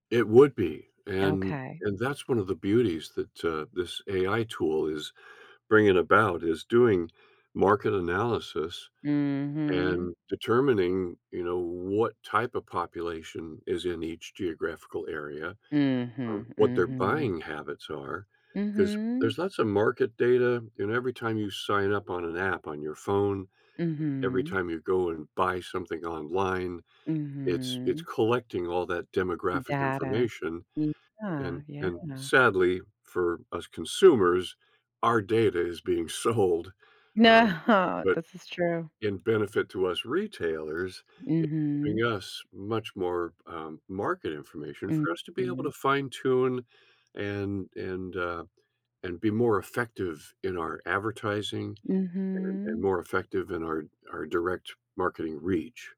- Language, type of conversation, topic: English, advice, How can I get a promotion?
- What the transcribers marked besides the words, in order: drawn out: "Mhm"; drawn out: "Mhm"; laughing while speaking: "No"; laughing while speaking: "sold"; tapping; drawn out: "Mhm"